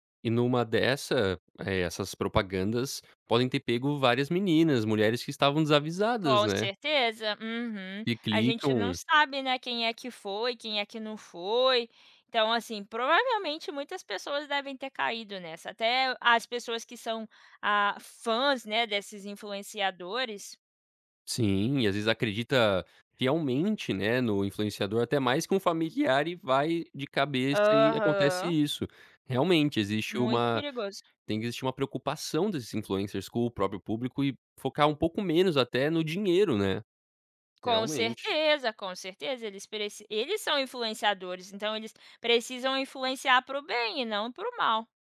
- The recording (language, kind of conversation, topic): Portuguese, podcast, O que você faz para cuidar da sua saúde mental?
- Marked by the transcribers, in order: in English: "influencers"